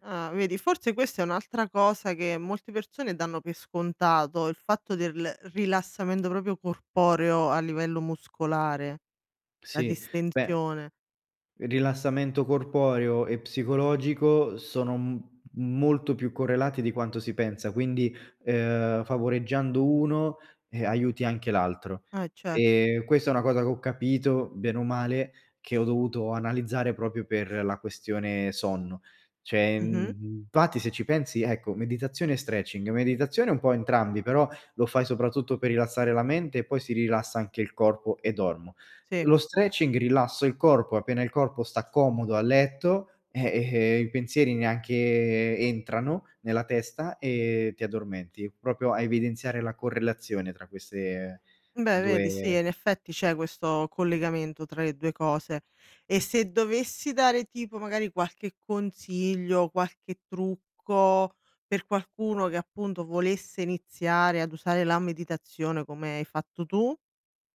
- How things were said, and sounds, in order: "proprio" said as "propio"; other background noise; "proprio" said as "propio"; "Cioè" said as "ceh"; "proprio" said as "propio"
- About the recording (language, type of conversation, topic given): Italian, podcast, Quali rituali segui per rilassarti prima di addormentarti?